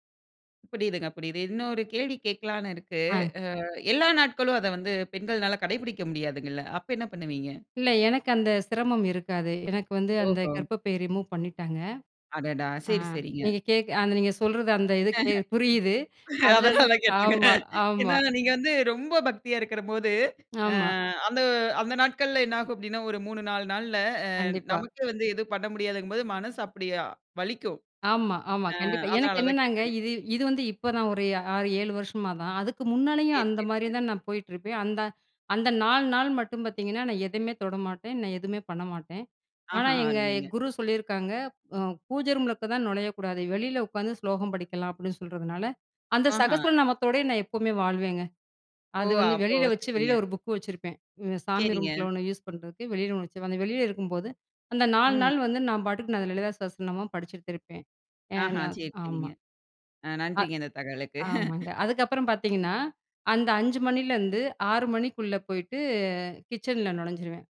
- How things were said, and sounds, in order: in English: "ரிமூவ்"; chuckle; chuckle; other noise; chuckle
- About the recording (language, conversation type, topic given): Tamil, podcast, நீங்கள் வேலை மற்றும் வாழ்க்கைக்கிடையிலான சமநிலையை எப்படி பேணுகிறீர்கள்?